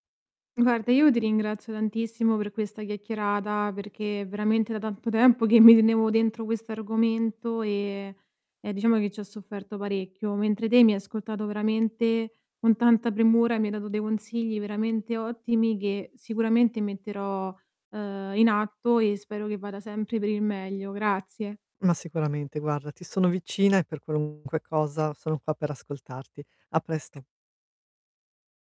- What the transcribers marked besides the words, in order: distorted speech; tapping
- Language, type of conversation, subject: Italian, advice, Come posso superare la paura del giudizio degli altri?